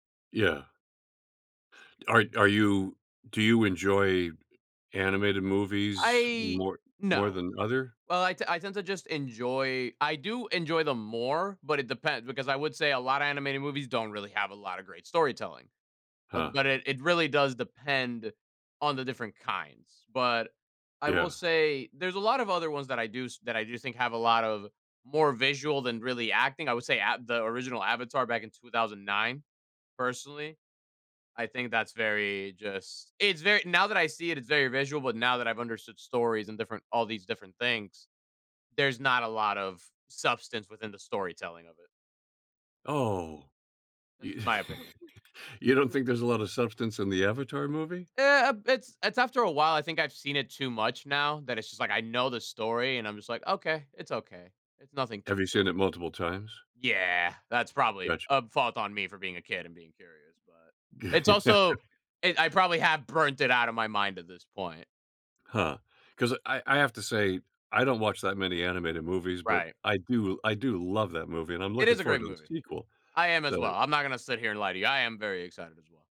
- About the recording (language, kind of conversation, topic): English, unstructured, How should I weigh visual effects versus storytelling and acting?
- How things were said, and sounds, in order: laughing while speaking: "you"; laughing while speaking: "Gotcha"